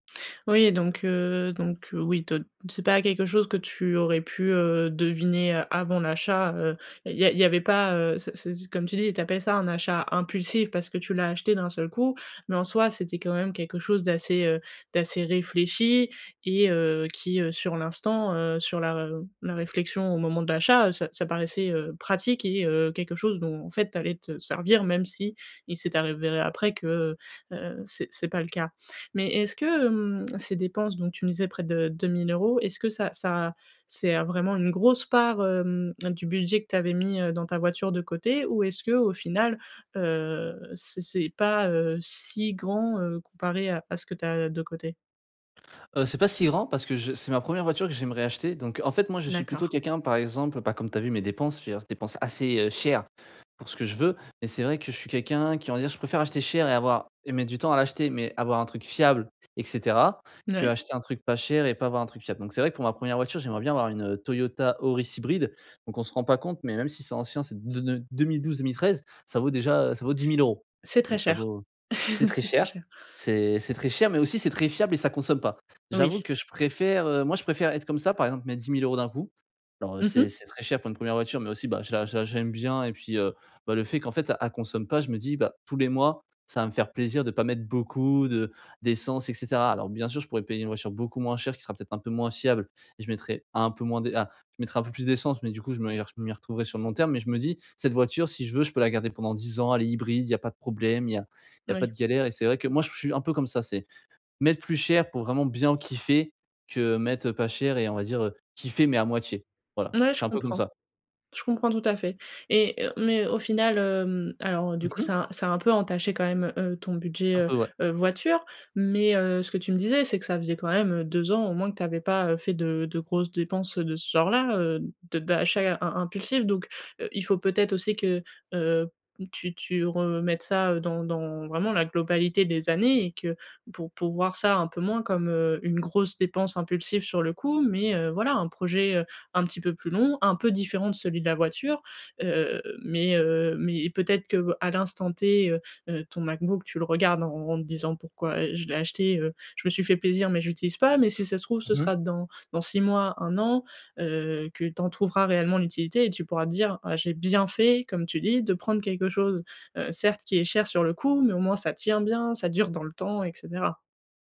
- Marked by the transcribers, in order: "avéré" said as "arévéré"; drawn out: "heu"; chuckle
- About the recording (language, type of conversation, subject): French, advice, Comment éviter les achats impulsifs en ligne qui dépassent mon budget ?